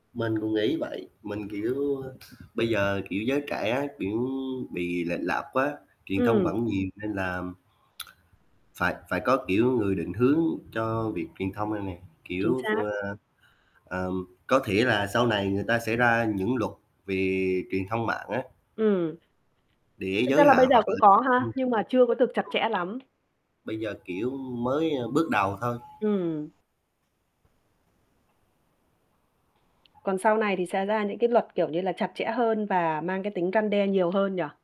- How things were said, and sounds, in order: static; other background noise; tsk; distorted speech; unintelligible speech; alarm; tapping
- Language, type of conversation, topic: Vietnamese, unstructured, Bạn nghĩ thế nào về việc người dân dễ bị truyền thông thao túng?